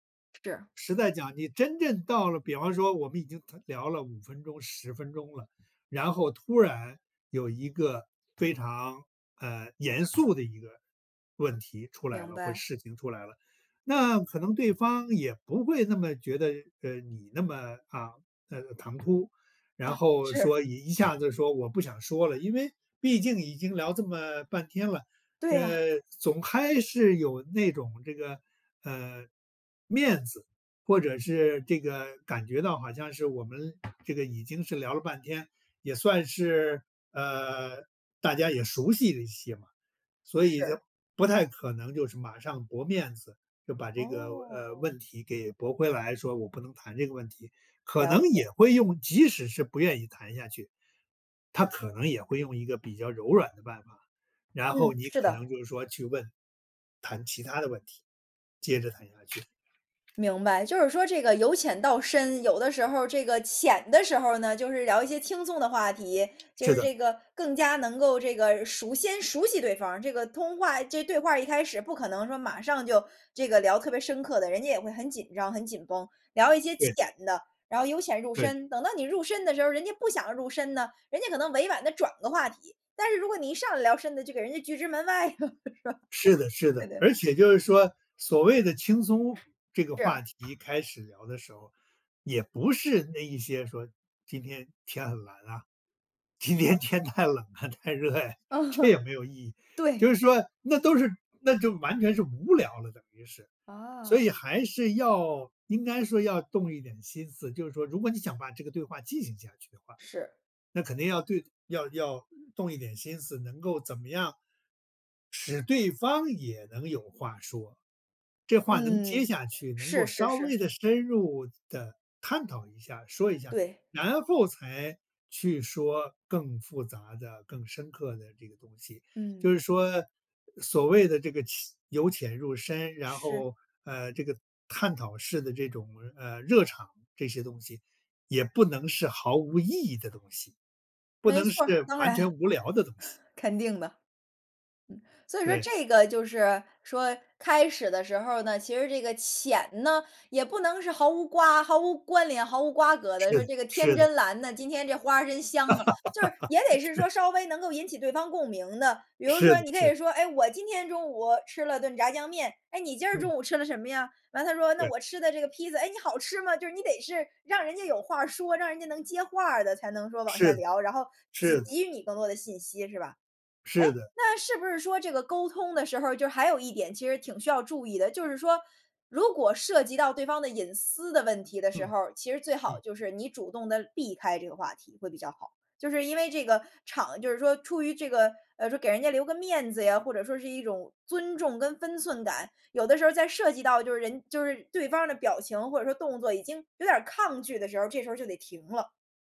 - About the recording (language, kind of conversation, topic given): Chinese, podcast, 你如何在对话中创造信任感？
- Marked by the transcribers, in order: tapping; other background noise; laugh; laughing while speaking: "是吧？对的"; laughing while speaking: "今天天太冷啊、太热呀。这也没有意义"; laughing while speaking: "呃哼"; laugh; laugh; laughing while speaking: "对"